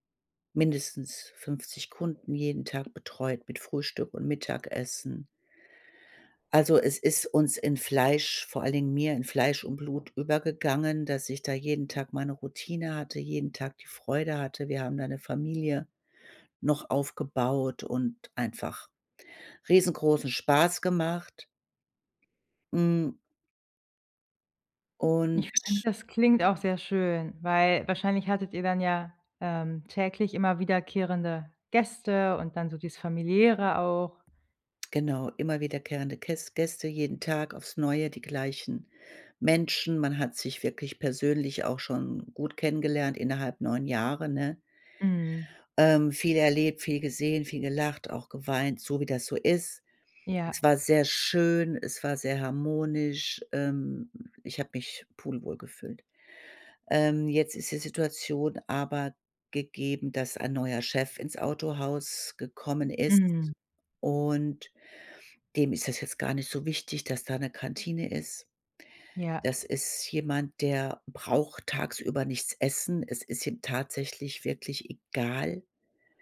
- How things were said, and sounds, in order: other background noise
- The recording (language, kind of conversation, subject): German, advice, Wie kann ich loslassen und meine Zukunft neu planen?